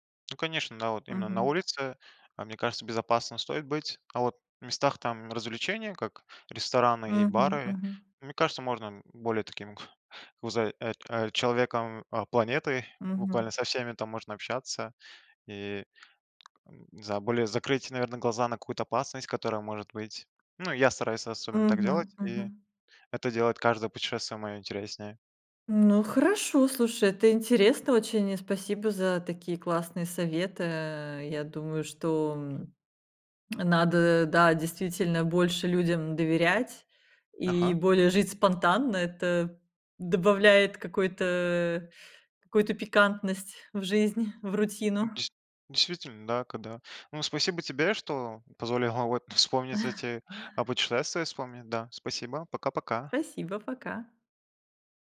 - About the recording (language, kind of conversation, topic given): Russian, podcast, Чему тебя научило путешествие без жёсткого плана?
- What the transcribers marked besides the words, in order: chuckle; tapping; chuckle